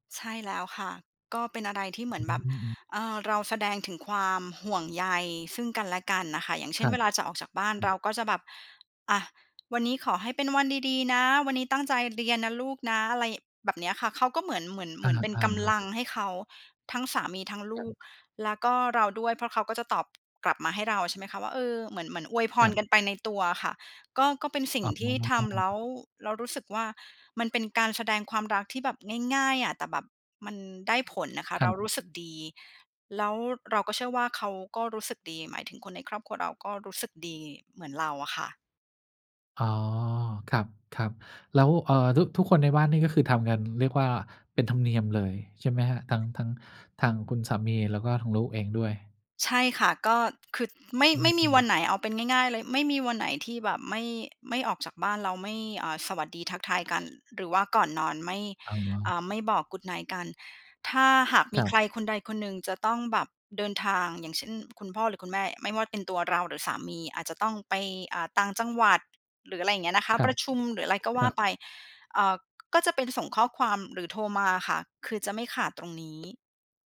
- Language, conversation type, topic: Thai, podcast, คุณกับคนในบ้านมักแสดงความรักกันแบบไหน?
- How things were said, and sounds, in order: "คือ" said as "คึด"; tapping